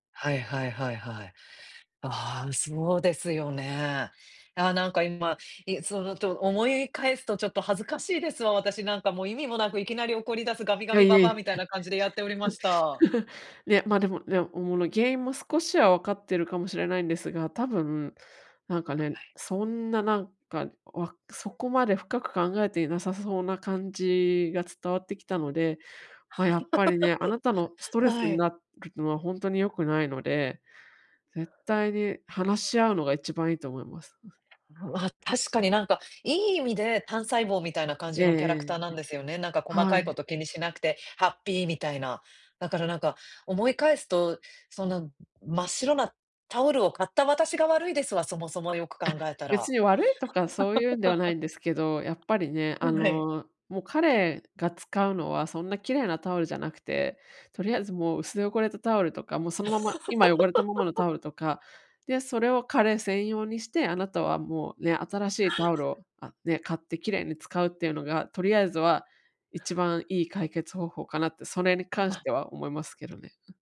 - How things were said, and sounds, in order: laugh; laugh; laugh; laugh; gasp
- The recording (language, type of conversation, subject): Japanese, advice, 感情の起伏が激しいとき、どうすれば落ち着けますか？